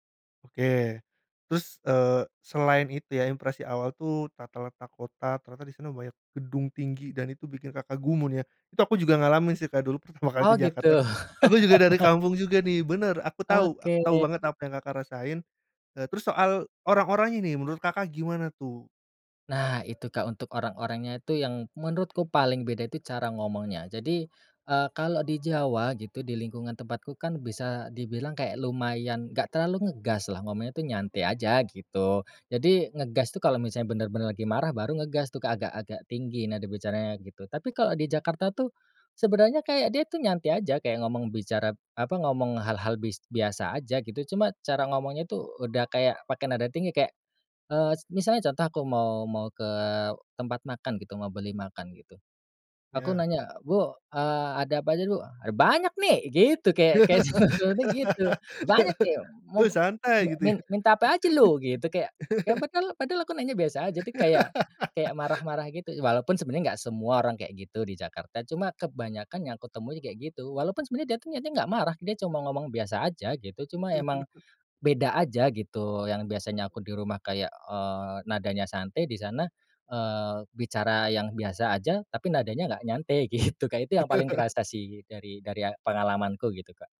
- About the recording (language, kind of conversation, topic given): Indonesian, podcast, Bisakah kamu menceritakan pengalaman adaptasi budaya yang pernah kamu alami?
- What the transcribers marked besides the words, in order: in Javanese: "gumun"; laughing while speaking: "pertama"; laugh; tapping; laugh; laughing while speaking: "sinetronnya gitu"; laugh; laugh; laughing while speaking: "gitu"; laugh